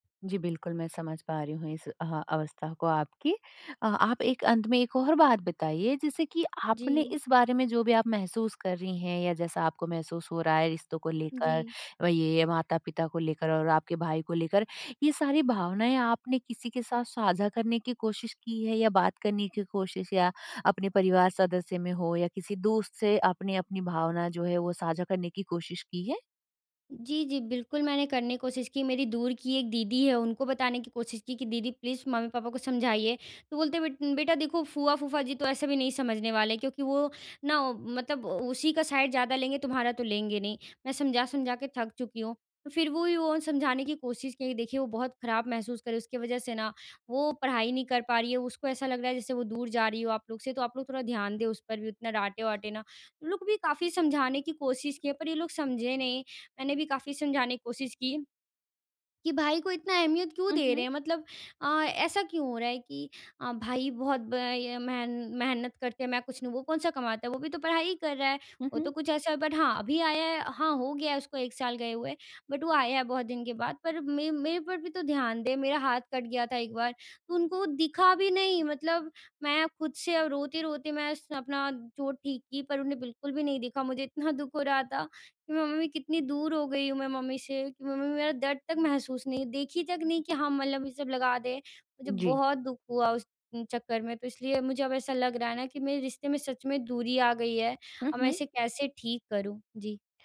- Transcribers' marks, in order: in English: "प्लीज़"; in English: "साइड"; in English: "बट"; in English: "बट"; sad: "इतना दुःख हो रहा था … उस चक्कर में"; "मलहम" said as "मलब"
- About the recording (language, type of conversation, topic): Hindi, advice, मैं अपने रिश्ते में दूरी क्यों महसूस कर रहा/रही हूँ?